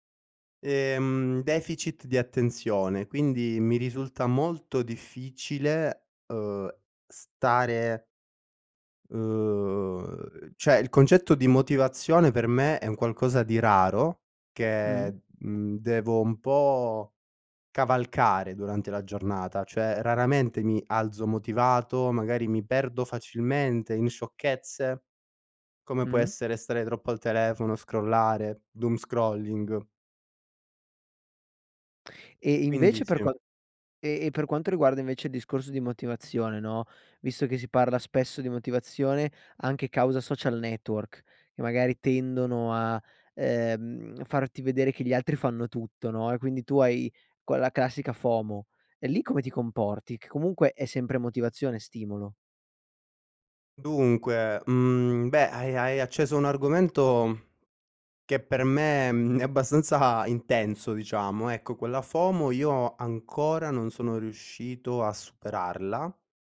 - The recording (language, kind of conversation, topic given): Italian, podcast, Quando perdi la motivazione, cosa fai per ripartire?
- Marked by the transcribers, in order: other background noise; "cioè" said as "ceh"; tapping; in English: "scrollare, doomscrolling"; in English: "FOMO"; laughing while speaking: "è abbastanza"; in English: "FOMO"